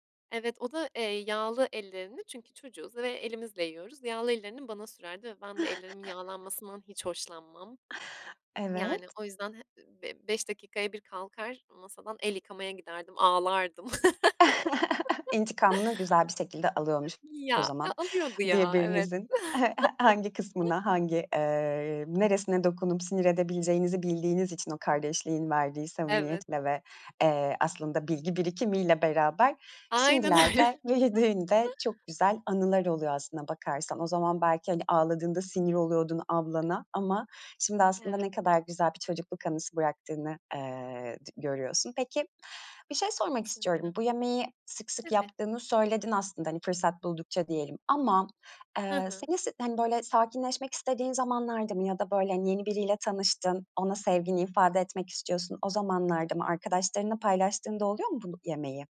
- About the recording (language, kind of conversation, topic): Turkish, podcast, Çocukken sana en çok huzur veren ev yemeği hangisiydi, anlatır mısın?
- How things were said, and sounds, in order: other background noise; chuckle; other noise; tapping; chuckle; laugh; chuckle; chuckle; laughing while speaking: "öyle"; chuckle